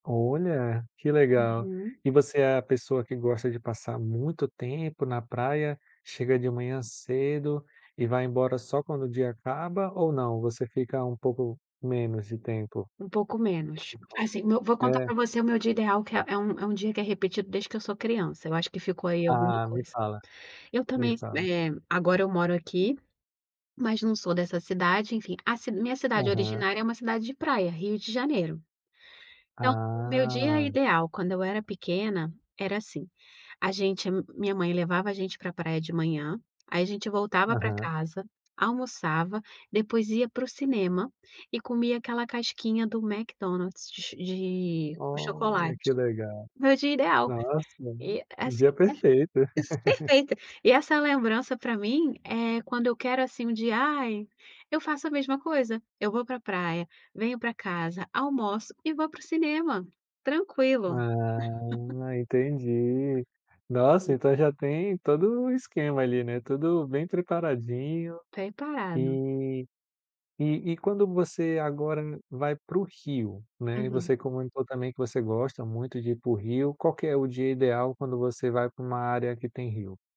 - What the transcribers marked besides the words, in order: drawn out: "Ah"; laugh; laugh; other background noise
- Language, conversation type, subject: Portuguese, podcast, Qual é a sua relação com o mar ou com os rios?